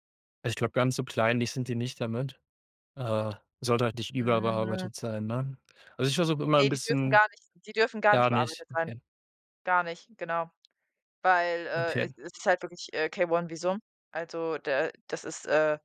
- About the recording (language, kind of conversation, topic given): German, unstructured, Wie gehst du im Alltag mit Geldsorgen um?
- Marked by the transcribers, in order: none